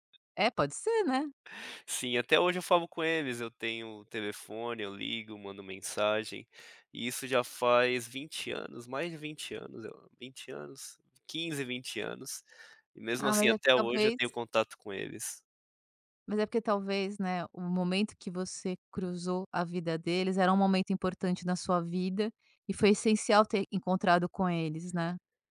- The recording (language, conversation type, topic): Portuguese, podcast, Qual foi o momento que te ensinou a valorizar as pequenas coisas?
- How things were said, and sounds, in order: none